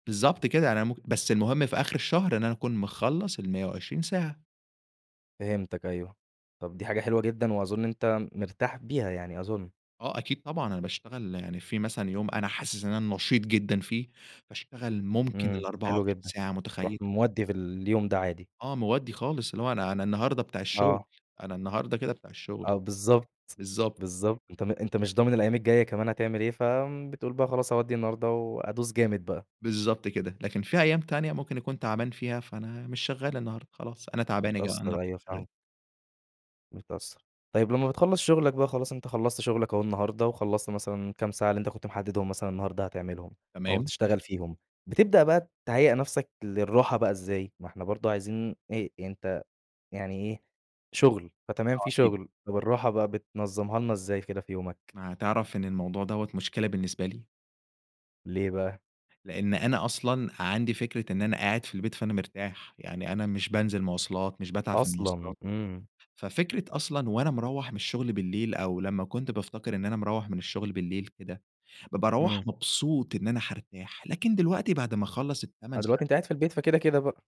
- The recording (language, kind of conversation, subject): Arabic, podcast, إزاي تخلي البيت مناسب للشغل والراحة مع بعض؟
- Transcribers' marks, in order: tapping